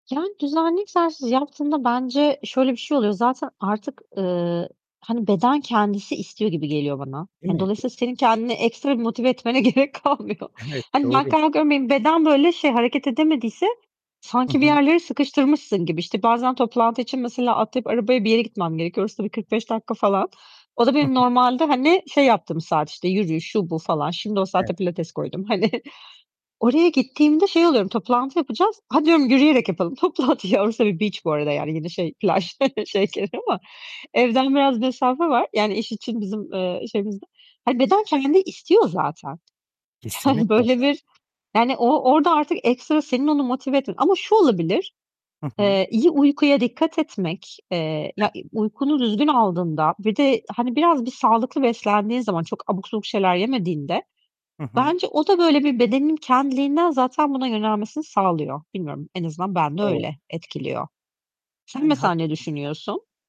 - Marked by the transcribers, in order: static; other background noise; distorted speech; laughing while speaking: "gerek kalmıyor"; laughing while speaking: "hani"; laughing while speaking: "toplantıyı"; in English: "beach"; laughing while speaking: "plaj, ama"; chuckle; unintelligible speech; unintelligible speech; tapping; laughing while speaking: "Yani"
- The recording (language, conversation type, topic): Turkish, unstructured, Egzersiz yapman için seni en çok motive eden şey nedir?